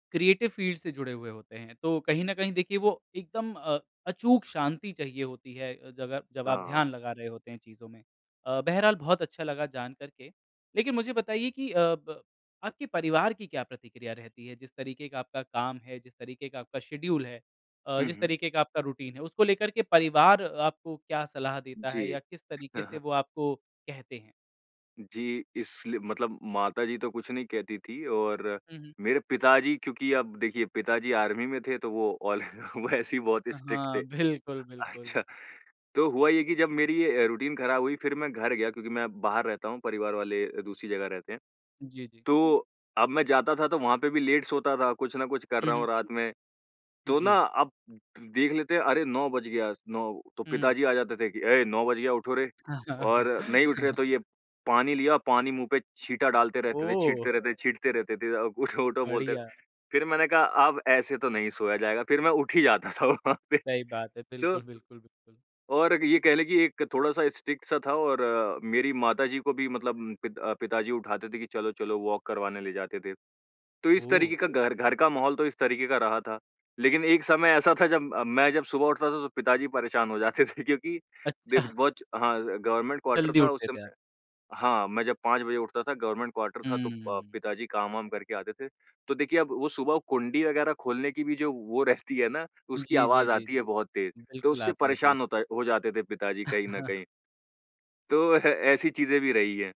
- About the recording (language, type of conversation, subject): Hindi, podcast, रूटीन टूटने के बाद आप फिर से कैसे पटरी पर लौटते हैं?
- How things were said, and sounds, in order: in English: "क्रिएटिव फ़ील्ड"; in English: "शेड्यूल"; in English: "रूटीन"; laughing while speaking: "ऑल वो ऐसे"; in English: "ऑल"; in English: "स्ट्रिक्ट"; in English: "रूटीन"; in English: "लेट"; chuckle; laughing while speaking: "था वहाँ पे"; in English: "स्ट्रिक्ट"; in English: "वॉक"; laughing while speaking: "जाते थे"; in English: "गवर्नमेंट क्वार्टर"; in English: "गवर्नमेंट क्वार्टर"; chuckle